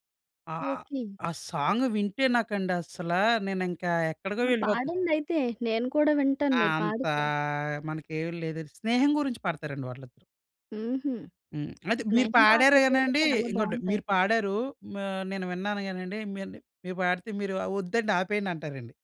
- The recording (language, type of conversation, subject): Telugu, podcast, ఏ పాట వినగానే నీకు కన్నీళ్లు వస్తాయి?
- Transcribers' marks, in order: in English: "సాంగ్"; tapping